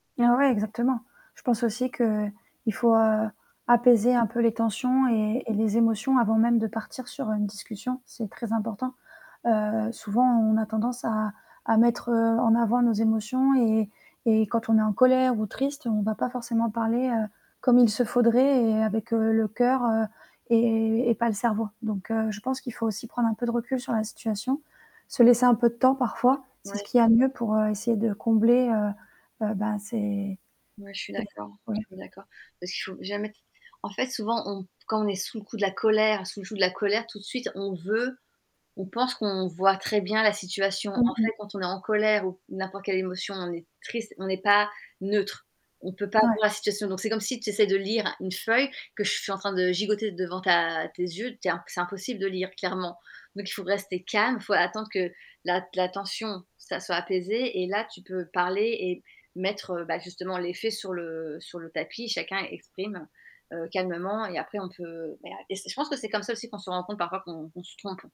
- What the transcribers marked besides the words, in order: static; tapping; other background noise; unintelligible speech; distorted speech; stressed: "neutre"
- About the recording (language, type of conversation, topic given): French, unstructured, Comment se réconcilier après une grosse dispute ?
- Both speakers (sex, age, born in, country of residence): female, 30-34, France, France; female, 40-44, France, Ireland